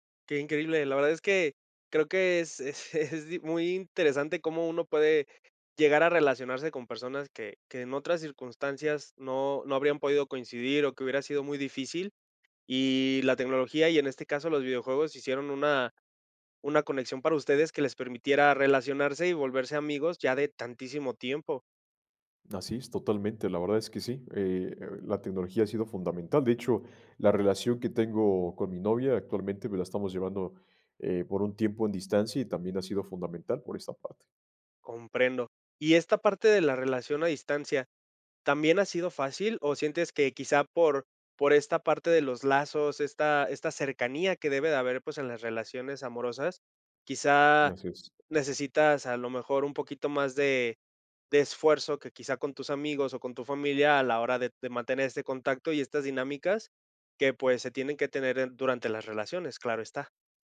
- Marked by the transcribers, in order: giggle; other background noise
- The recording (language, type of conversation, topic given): Spanish, podcast, ¿Cómo influye la tecnología en sentirte acompañado o aislado?